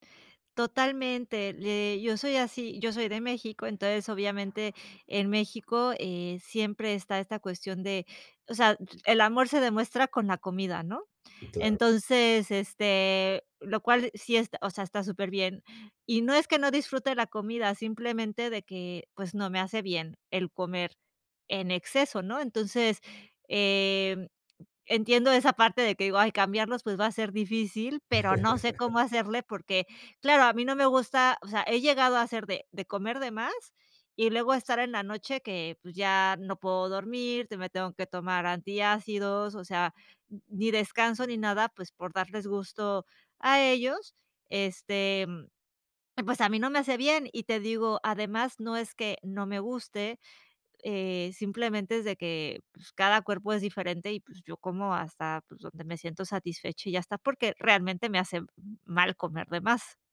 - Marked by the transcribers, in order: tapping; laugh; other background noise
- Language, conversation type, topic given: Spanish, advice, ¿Cómo puedo manejar la presión social para comer cuando salgo con otras personas?